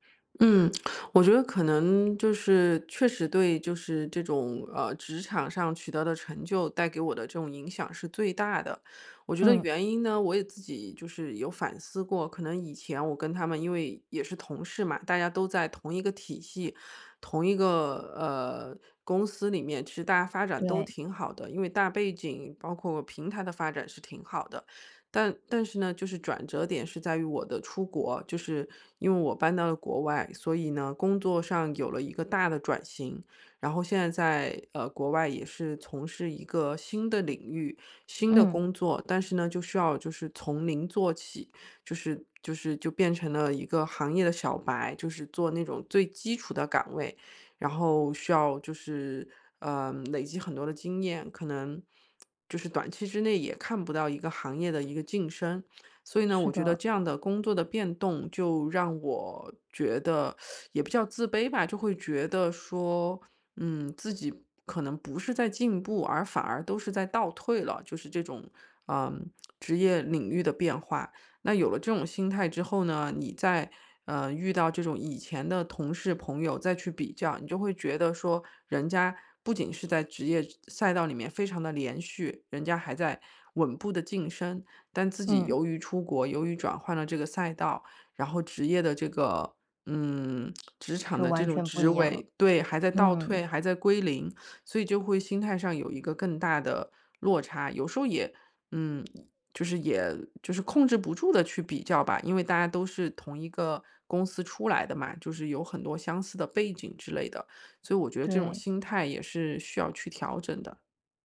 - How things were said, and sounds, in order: tapping; teeth sucking
- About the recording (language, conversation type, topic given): Chinese, advice, 我总是和别人比较，压力很大，该如何为自己定义成功？
- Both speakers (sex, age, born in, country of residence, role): female, 30-34, China, Japan, advisor; female, 40-44, China, United States, user